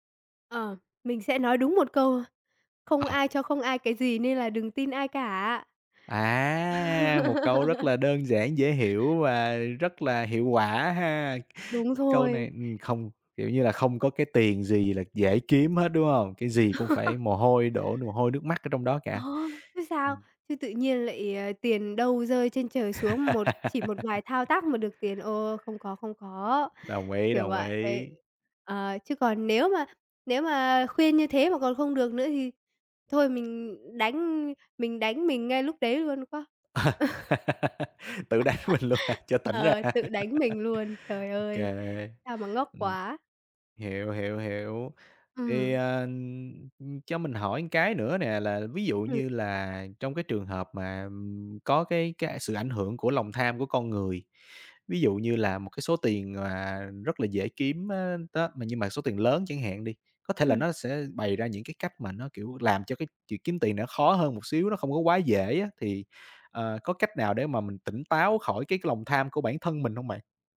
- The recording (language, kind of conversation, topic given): Vietnamese, podcast, Bạn có thể kể về lần bạn bị lừa trên mạng và bài học rút ra từ đó không?
- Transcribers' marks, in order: drawn out: "À"; other background noise; laugh; tapping; laugh; laugh; laugh; laughing while speaking: "Tự đánh mình luôn hả?"; laughing while speaking: "ra"; laugh